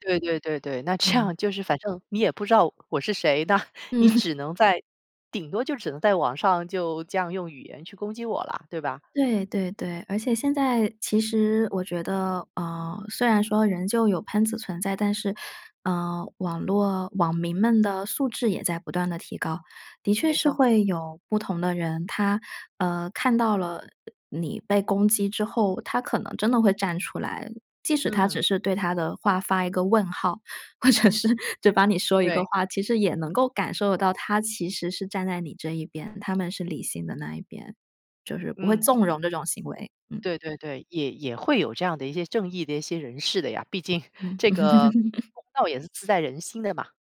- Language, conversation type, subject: Chinese, podcast, 社交媒体怎样改变你的表达？
- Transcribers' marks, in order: laughing while speaking: "这样"; chuckle; laughing while speaking: "那"; tapping; laughing while speaking: "或者是"; laughing while speaking: "毕竟"; other background noise; chuckle